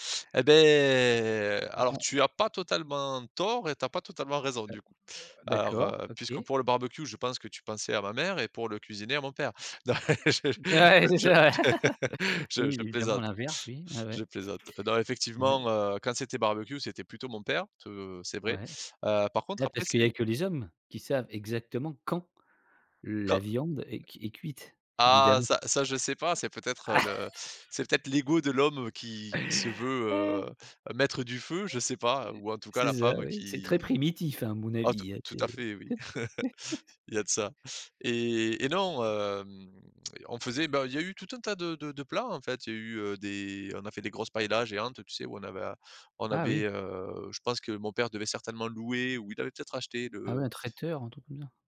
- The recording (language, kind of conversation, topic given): French, podcast, Comment se déroulaient les repas en famille chez toi ?
- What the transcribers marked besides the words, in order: drawn out: "beh"; unintelligible speech; laughing while speaking: "Ouais, c'est ça, ouais"; laughing while speaking: "Non, je je je"; laugh; stressed: "quand"; chuckle; other noise; chuckle; drawn out: "hem"; laugh